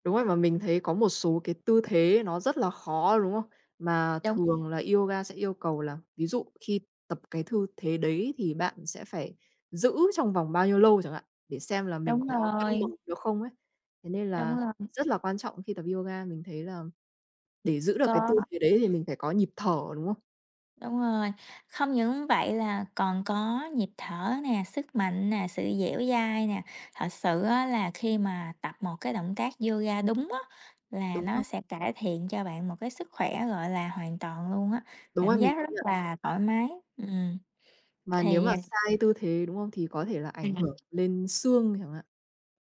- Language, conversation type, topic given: Vietnamese, unstructured, Bạn thích môn thể thao nào nhất và vì sao?
- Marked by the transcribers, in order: other background noise; tapping; background speech